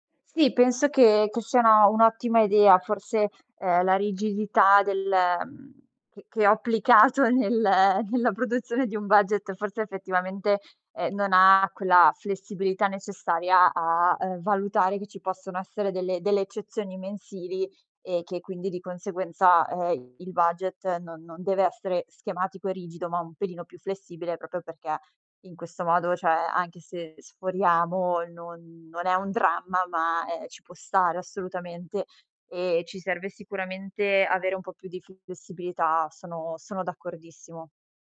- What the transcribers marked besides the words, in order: laughing while speaking: "nel nella produzione"
- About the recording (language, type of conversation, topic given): Italian, advice, Come posso gestire meglio un budget mensile costante se faccio fatica a mantenerlo?